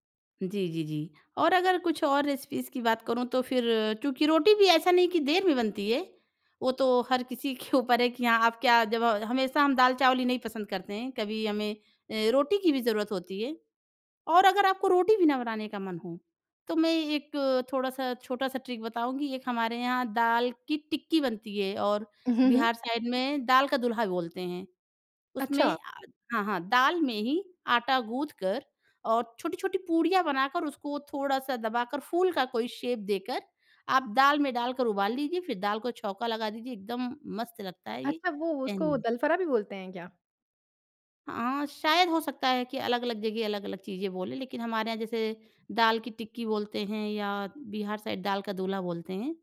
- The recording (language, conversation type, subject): Hindi, podcast, बिना तैयारी के जब जल्दी खाना बनाना पड़े, तो आप इसे कैसे संभालते हैं?
- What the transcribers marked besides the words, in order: in English: "रेसिपीज़"; chuckle; in English: "ट्रिक"; in English: "साइड"; in English: "शेप"; in English: "साइड"